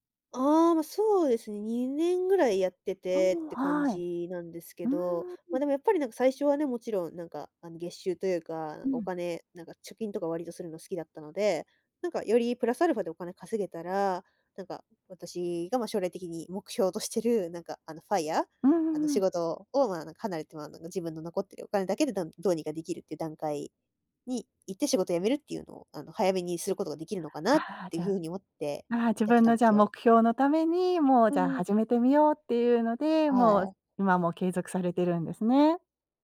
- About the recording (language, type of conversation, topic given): Japanese, advice, 休みの日でも仕事のことが頭から離れないのはなぜですか？
- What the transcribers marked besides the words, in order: none